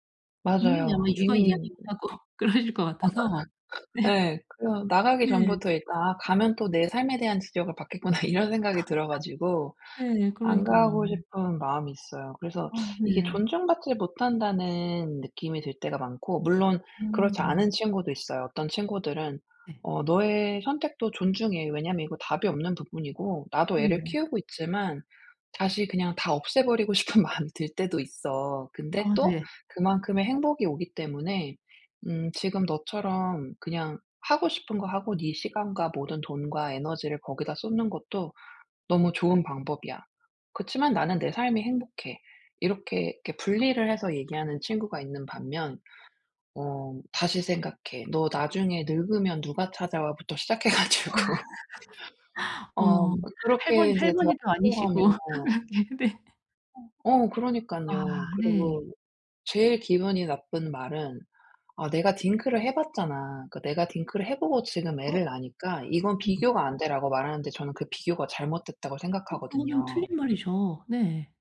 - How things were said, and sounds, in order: other background noise; laughing while speaking: "하고 그러실"; laughing while speaking: "맞아"; laugh; laughing while speaking: "네"; laughing while speaking: "받겠구나"; teeth sucking; unintelligible speech; laughing while speaking: "싶은"; laugh; laughing while speaking: "시작해 가지고"; laughing while speaking: "왜 그렇게 네"; tapping
- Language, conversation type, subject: Korean, advice, 어떻게 하면 타인의 무례한 지적을 개인적으로 받아들이지 않을 수 있을까요?